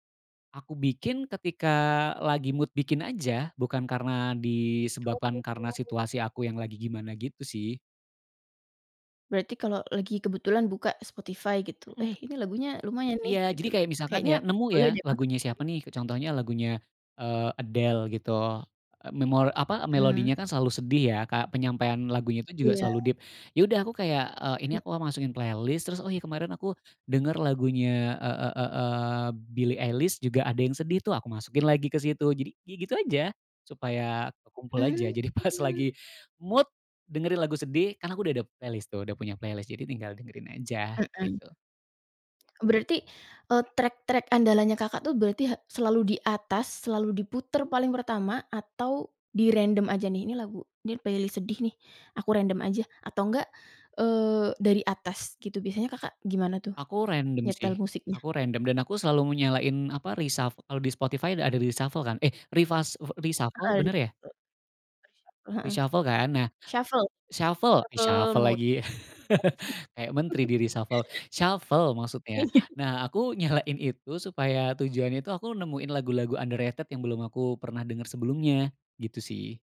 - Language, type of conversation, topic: Indonesian, podcast, Bagaimana musik membantu kamu melewati masa sulit?
- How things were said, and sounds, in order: in English: "mood"; other background noise; in English: "playlist"; tapping; in English: "deep"; in English: "playlist"; laughing while speaking: "pas"; in English: "mood"; in English: "playlist"; in English: "playlist"; in English: "track-track"; in English: "playlist"; in English: "reshuffle"; in English: "reshuffle"; in English: "Reshuffle"; in English: "Reshuffle"; in English: "shuffle reshuffle"; in English: "Shuffle shuffle"; chuckle; in English: "di-reshuffle. Shuffle"; laugh; laughing while speaking: "Iya"; laugh; in English: "underrated"